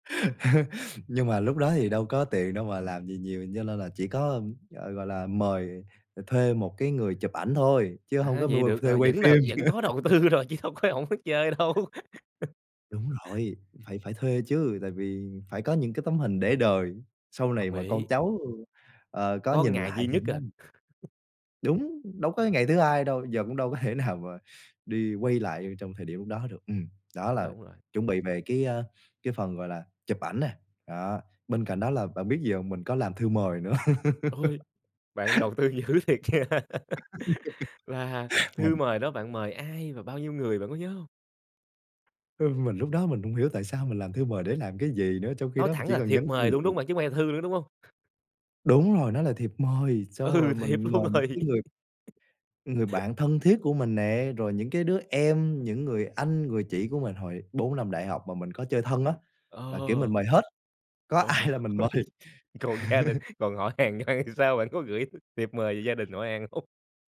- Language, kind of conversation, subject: Vietnamese, podcast, Bạn có thể kể về một ngày tốt nghiệp đáng nhớ của mình không?
- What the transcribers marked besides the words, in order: laugh; laugh; laughing while speaking: "tư rồi, chứ đâu có hổng biết chơi đâu"; other background noise; laugh; chuckle; laughing while speaking: "thể nào"; tapping; laugh; laughing while speaking: "dữ thiệt nha"; laugh; laughing while speaking: "Ừ, thiệp luôn rồi"; laugh; laughing while speaking: "Trời ơi. Còn gia đình … họ hàng hông?"; laughing while speaking: "ai"; laugh